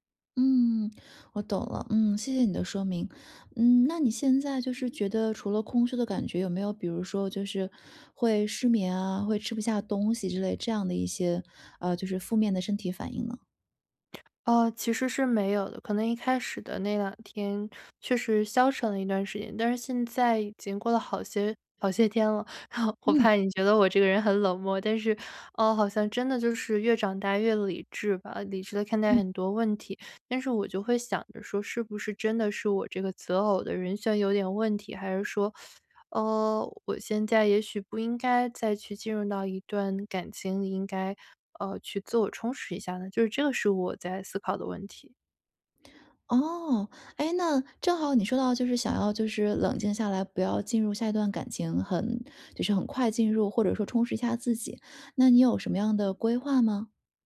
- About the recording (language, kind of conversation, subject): Chinese, advice, 分手后我该如何开始自我修复并实现成长？
- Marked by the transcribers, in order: chuckle; teeth sucking